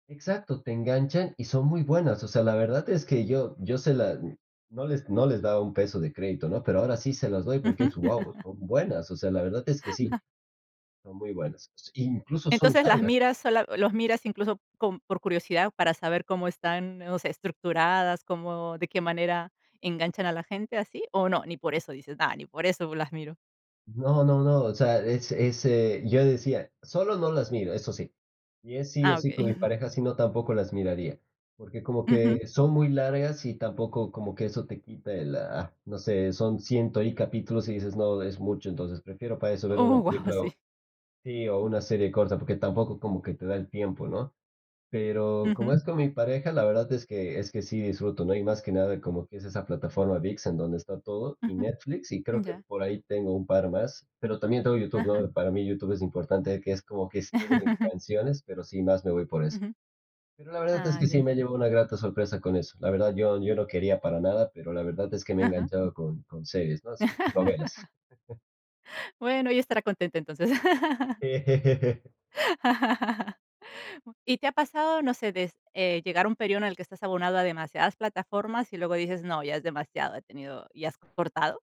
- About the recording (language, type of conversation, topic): Spanish, podcast, ¿Cómo decides si ver un estreno en el cine o en una plataforma de streaming?
- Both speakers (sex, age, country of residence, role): female, 35-39, Italy, host; male, 25-29, Spain, guest
- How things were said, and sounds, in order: chuckle; giggle; giggle; unintelligible speech; chuckle; laugh; chuckle; chuckle; laugh; other background noise; laugh